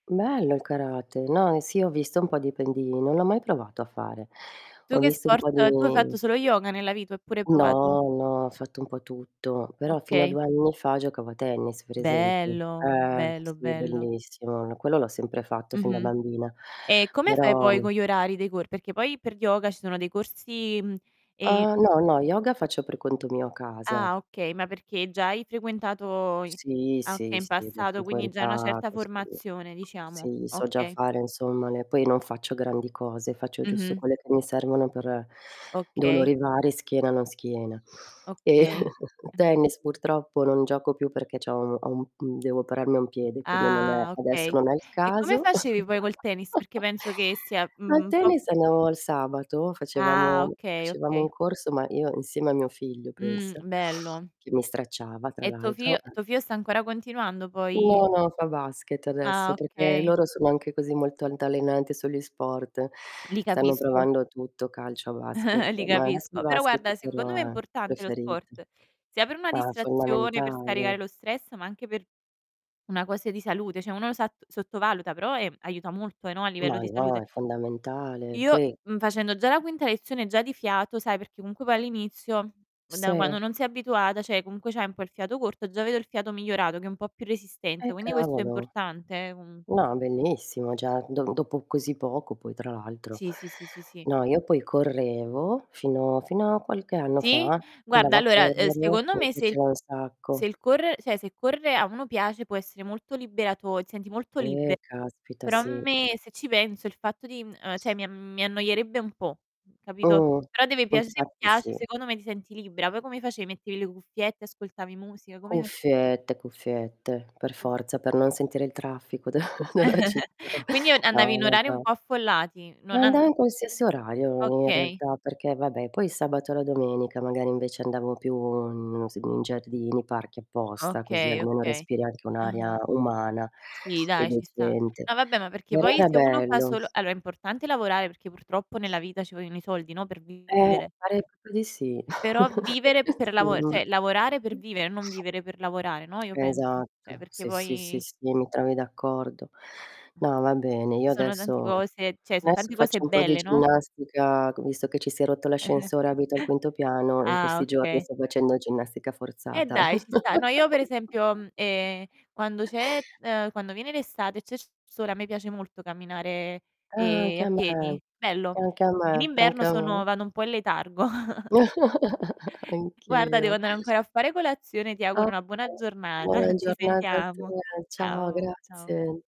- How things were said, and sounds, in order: distorted speech; tapping; drawn out: "Bello"; other background noise; chuckle; chuckle; chuckle; "cioè" said as "ceh"; "cioè" said as "ceh"; "cioè" said as "ceh"; other noise; chuckle; laughing while speaking: "d della città"; drawn out: "orario"; chuckle; "cioè" said as "ceh"; "cioè" said as "ceh"; "cioè" said as "ceh"; chuckle; chuckle; chuckle; chuckle
- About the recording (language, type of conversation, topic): Italian, unstructured, Come bilanci lavoro e vita privata?